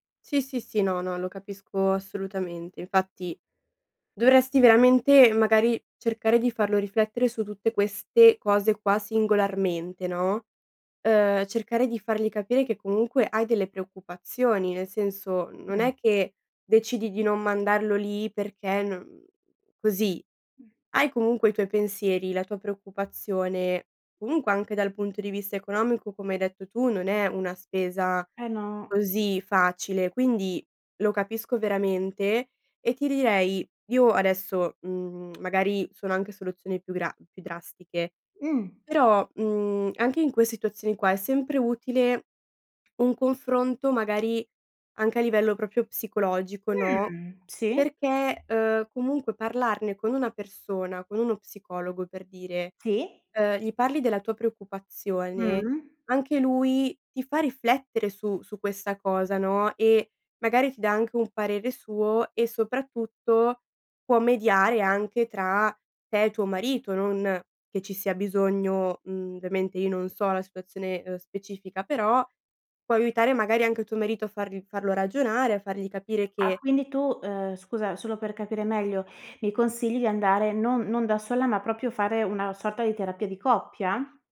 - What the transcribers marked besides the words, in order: other background noise; other noise; tapping; tongue click; "proprio" said as "propio"; "ovviamente" said as "viamente"; "proprio" said as "propio"
- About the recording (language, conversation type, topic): Italian, advice, Come ti senti all’idea di diventare genitore per la prima volta e come vivi l’ansia legata a questo cambiamento?